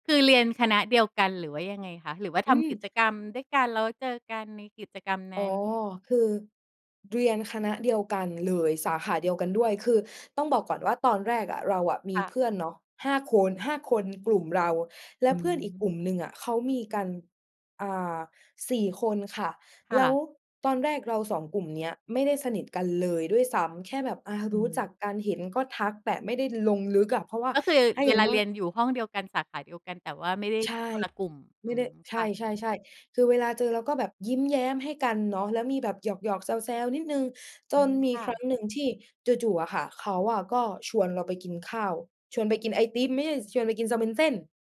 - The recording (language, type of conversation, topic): Thai, podcast, อะไรทำให้การนั่งคุยกับเพื่อนแบบไม่รีบมีค่าในชีวิตคุณ?
- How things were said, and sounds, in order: other background noise; tapping